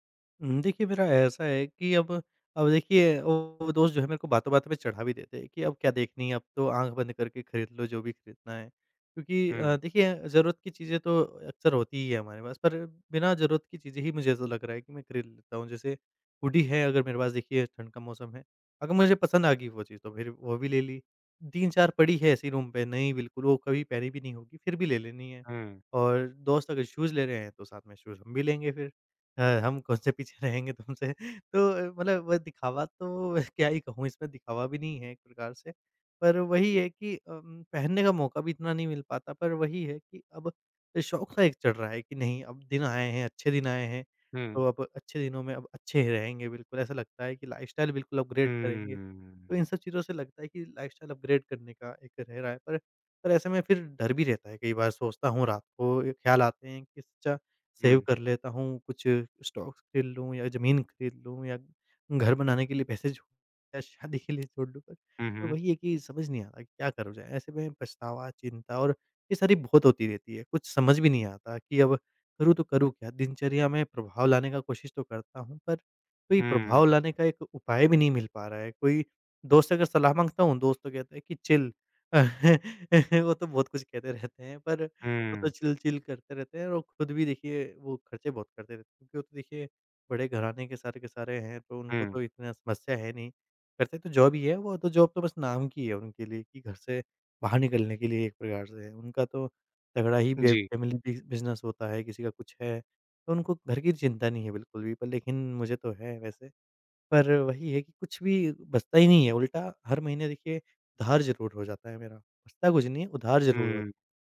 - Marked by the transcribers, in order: in English: "रूम"; in English: "शूज़"; in English: "शूज़"; laughing while speaking: "कौन-से पीछे रहेंगे तुमसे?"; laughing while speaking: "क्या ही कहूँ इसमें?"; in English: "लाइफ़स्टाइल"; in English: "अपग्रेड"; in English: "लाइफ़स्टाइल अपग्रेड"; in English: "सेव"; in English: "स्टॉक्स"; laughing while speaking: "पैसे जो या शादी के लिए जोड़ लूँ"; tapping; in English: "चिल"; chuckle; joyful: "वो तो बहुत कुछ कहते रहते हैं"; in English: "चिल-चिल"; in English: "जॉब"; in English: "जॉब"; in English: "फ़ैमिली बि बिज़नेस"
- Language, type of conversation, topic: Hindi, advice, आवेग में की गई खरीदारी से आपका बजट कैसे बिगड़ा और बाद में आपको कैसा लगा?